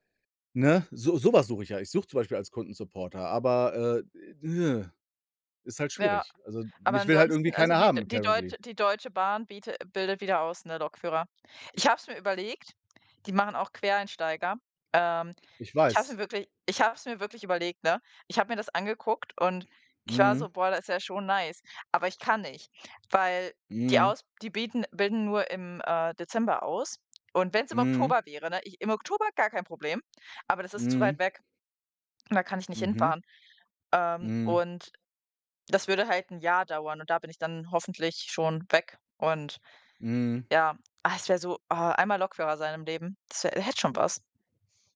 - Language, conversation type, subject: German, unstructured, Wovon träumst du, wenn du an deine Zukunft denkst?
- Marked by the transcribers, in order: other noise; in English: "currently"; other background noise; in English: "nice"